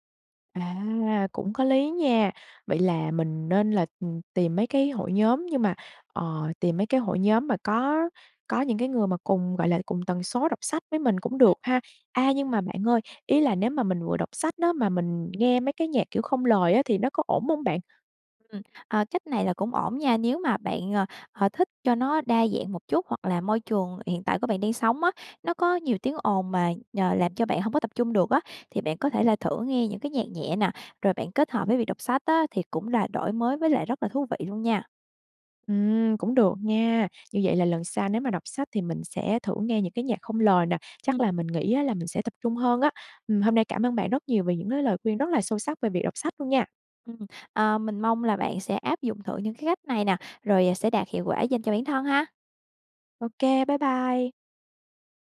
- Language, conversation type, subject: Vietnamese, advice, Làm thế nào để duy trì thói quen đọc sách hằng ngày khi tôi thường xuyên bỏ dở?
- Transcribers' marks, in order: tapping; other background noise